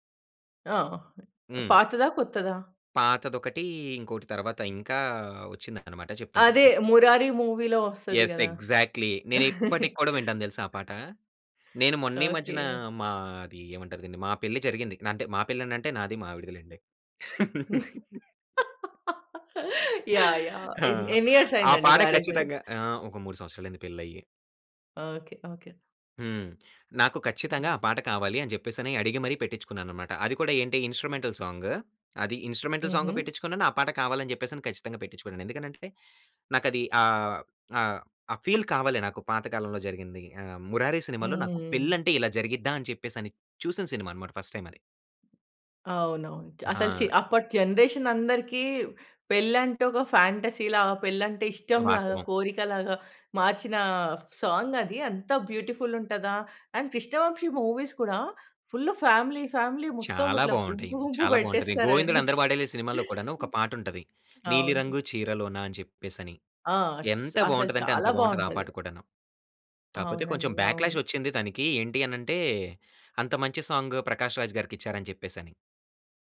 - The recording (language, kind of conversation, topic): Telugu, podcast, మీకు గుర్తున్న మొదటి సంగీత జ్ఞాపకం ఏది, అది మీపై ఎలా ప్రభావం చూపింది?
- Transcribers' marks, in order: tapping; in English: "మూవీ‌లో"; in English: "ఎస్ ఎగ్జాక్ట్‌లీ"; chuckle; laugh; chuckle; in English: "ఇయర్స్"; chuckle; in English: "మ్యారేజ్"; other background noise; in English: "ఇన్‌స్ట్రుమెంటల్"; in English: "ఇన్‌స్ట్రుమెంటల్ సాంగ్"; in English: "ఫీల్"; in English: "ఫస్ట్ టైమ్"; in English: "జనరేషన్"; in English: "సాంగ్"; in English: "బ్యూటిఫుల్"; in English: "అండ్"; in English: "మూవీస్"; in English: "ఫుల్ ఫ్యామిలీ, ఫ్యామిలీ"; chuckle; in English: "బ్యాక్‌లాష్"